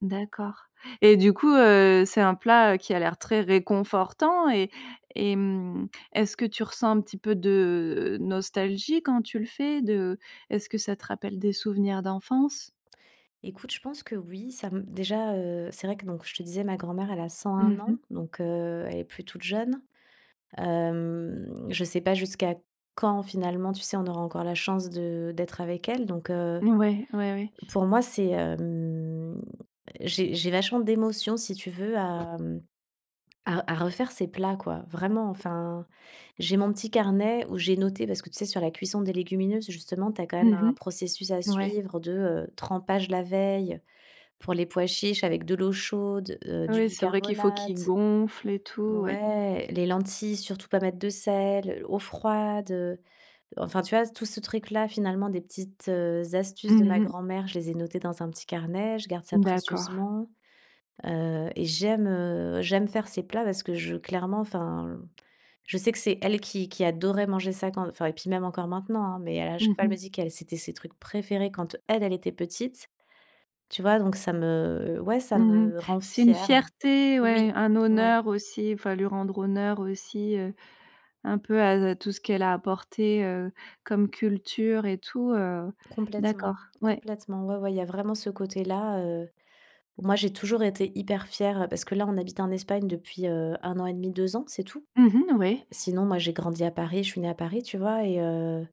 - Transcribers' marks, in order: drawn out: "heu"; drawn out: "Hem"; stressed: "quand"; drawn out: "hem"; tapping; drawn out: "Ouais"; stressed: "elle"; stressed: "Oui"
- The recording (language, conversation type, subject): French, podcast, Quelles recettes se transmettent chez toi de génération en génération ?